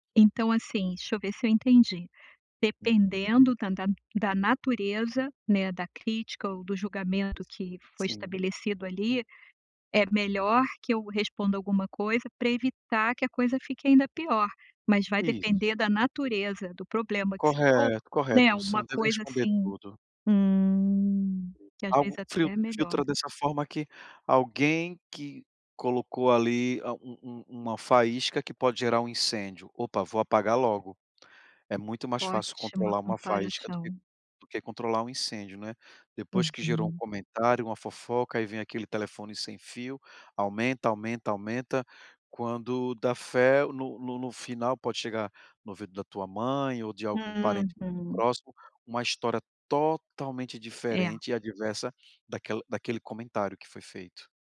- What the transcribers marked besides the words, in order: other background noise; tapping
- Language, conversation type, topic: Portuguese, advice, Como lidar com críticas e julgamentos nas redes sociais?